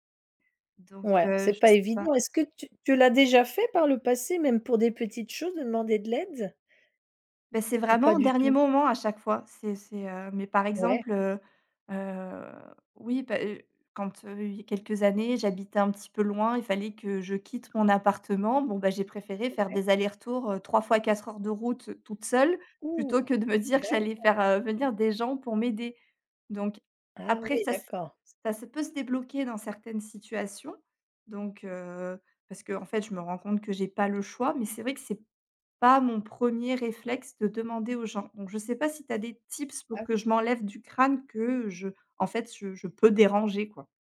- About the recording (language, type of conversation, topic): French, advice, Pourquoi avez-vous du mal à demander de l’aide ou à déléguer ?
- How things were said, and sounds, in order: tapping; other background noise; stressed: "pas"; in English: "tips"; stressed: "tips"; stressed: "peux"